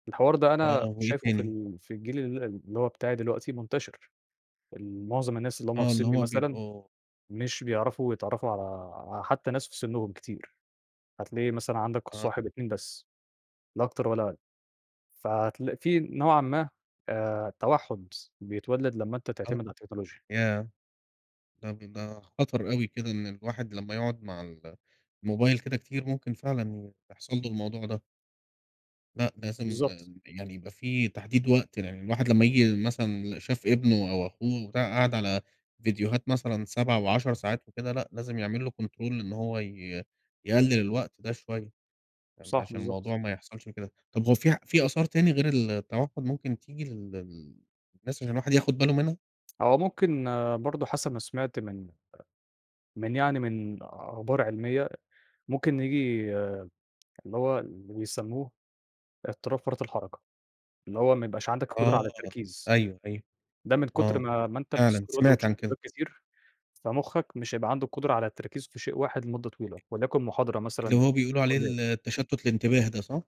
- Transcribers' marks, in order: in English: "control"; tapping; in English: "بتسكرول"
- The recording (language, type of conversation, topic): Arabic, unstructured, إزاي نقدر نستخدم التكنولوجيا بحكمة من غير ما تأثر علينا بالسلب؟